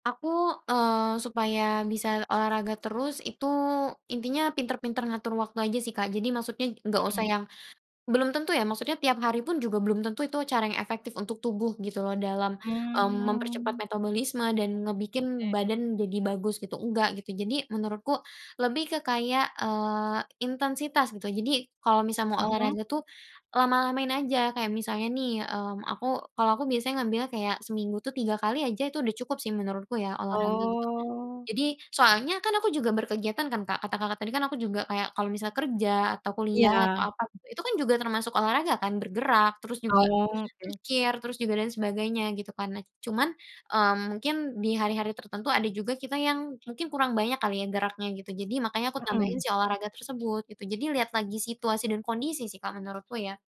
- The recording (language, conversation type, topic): Indonesian, podcast, Bagaimana cara Anda membangun kebiasaan berolahraga yang konsisten?
- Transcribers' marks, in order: drawn out: "Mmm"; drawn out: "Oh"; other background noise